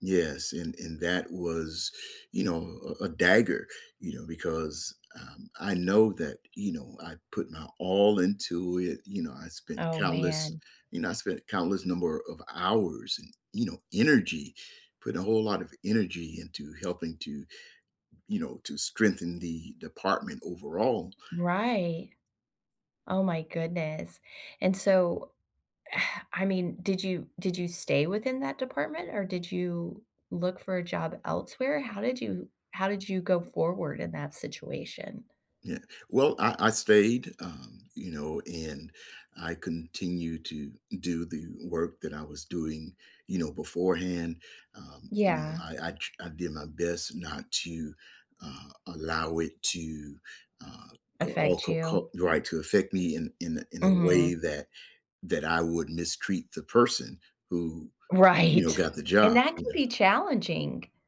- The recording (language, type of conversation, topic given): English, unstructured, Have you ever felt overlooked for a promotion?
- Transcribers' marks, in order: other background noise; tapping; sigh; laughing while speaking: "Right"